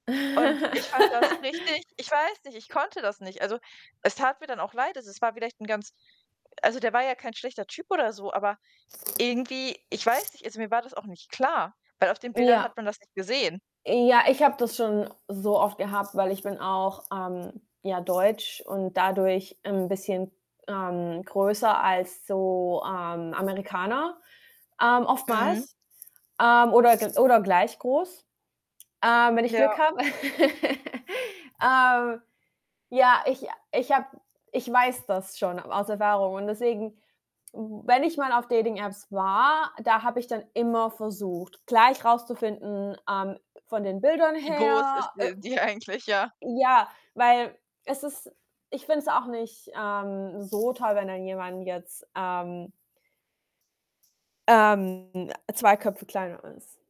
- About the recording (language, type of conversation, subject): German, unstructured, Kann eine Fernbeziehung auf Dauer funktionieren?
- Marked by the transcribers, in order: laugh; other background noise; static; chuckle; laughing while speaking: "eigentlich"; distorted speech